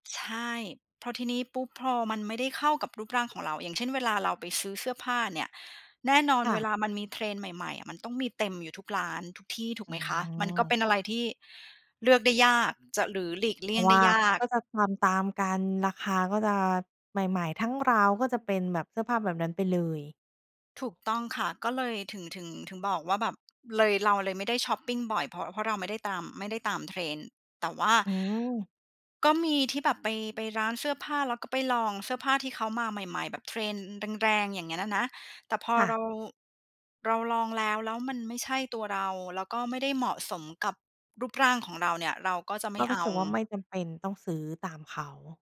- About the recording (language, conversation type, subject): Thai, podcast, ชอบแต่งตัวตามเทรนด์หรือคงสไตล์ตัวเอง?
- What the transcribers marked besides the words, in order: none